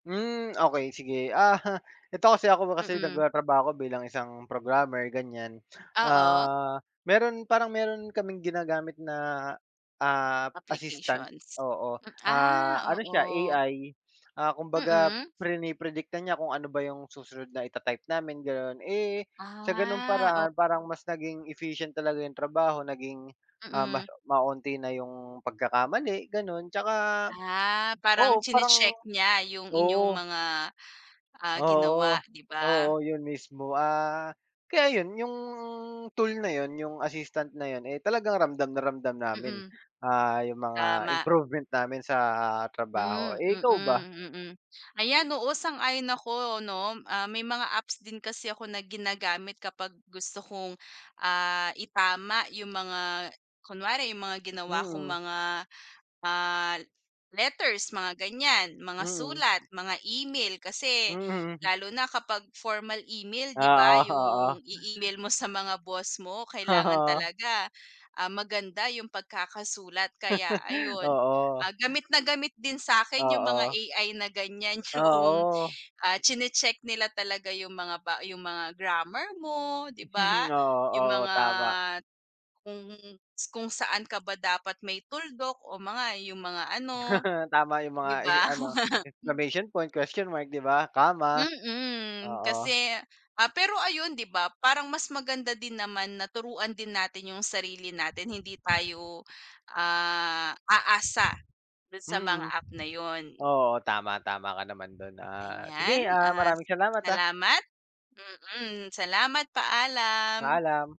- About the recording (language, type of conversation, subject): Filipino, unstructured, Paano nakakatulong ang mga aplikasyon sa ating pag-aaral o trabaho?
- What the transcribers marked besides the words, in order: chuckle; tapping; other background noise; laugh; laughing while speaking: "'yung"; chuckle; laugh; laugh; wind